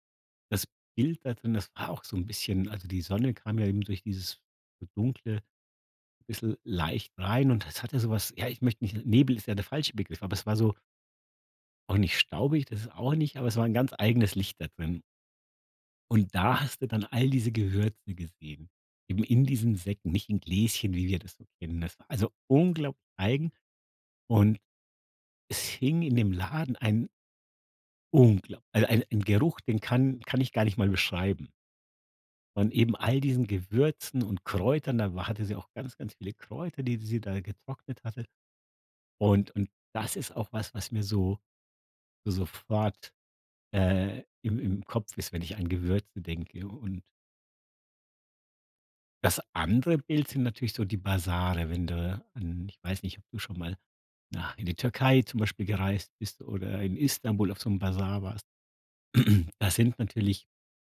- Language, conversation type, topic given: German, podcast, Welche Gewürze bringen dich echt zum Staunen?
- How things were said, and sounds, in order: throat clearing